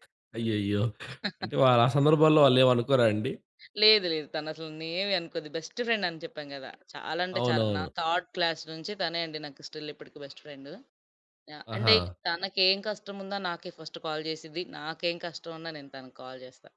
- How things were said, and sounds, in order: other background noise; laugh; "ఏవీ" said as "నేవి"; in English: "బెస్ట్"; in English: "థర్డ్ క్లాస్"; in English: "స్టిల్"; in English: "బెస్ట్"; in English: "ఫస్ట్ కాల్"; in English: "కాల్"
- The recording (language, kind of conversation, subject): Telugu, podcast, కోపం వచ్చినప్పుడు మీరు ఎలా నియంత్రించుకుంటారు?